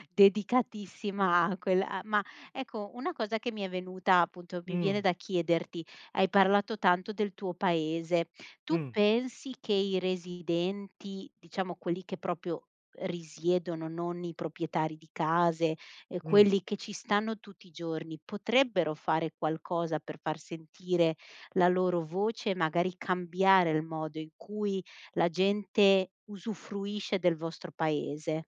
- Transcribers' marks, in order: "proprio" said as "propio"; "proprietari" said as "propietari"
- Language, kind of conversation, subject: Italian, podcast, Come bilanciare turismo e protezione della natura?